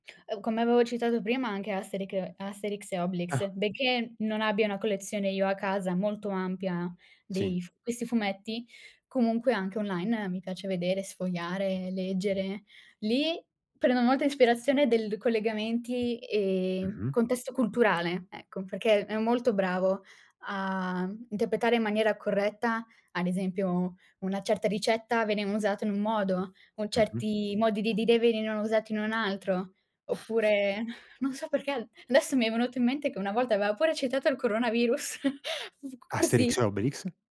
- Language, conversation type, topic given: Italian, podcast, Hai una routine quotidiana per stimolare la tua creatività?
- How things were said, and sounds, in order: other background noise; chuckle